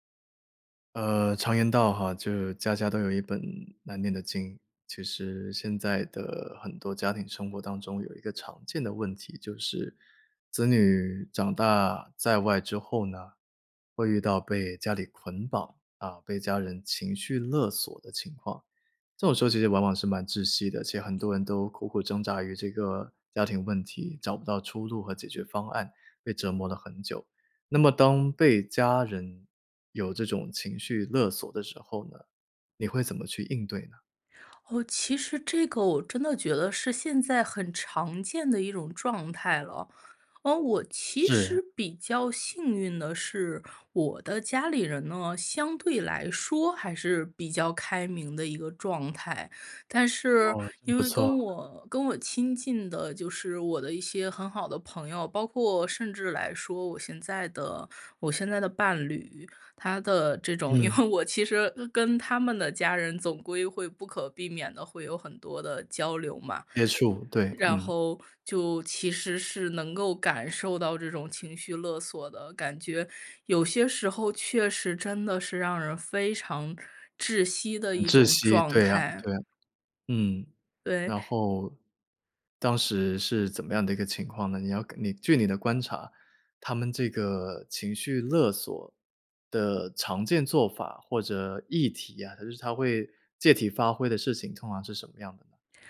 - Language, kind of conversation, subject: Chinese, podcast, 当被家人情绪勒索时你怎么办？
- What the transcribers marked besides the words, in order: other background noise; laughing while speaking: "因为"; tapping